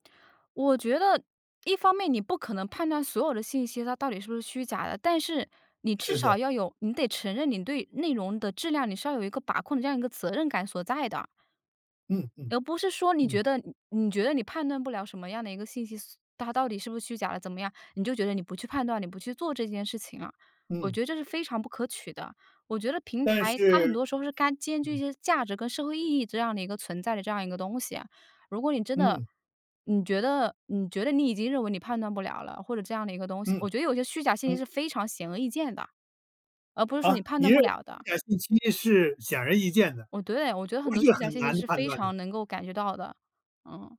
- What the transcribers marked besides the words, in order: none
- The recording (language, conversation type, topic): Chinese, podcast, 你怎么看待社交媒体上的热搜文化？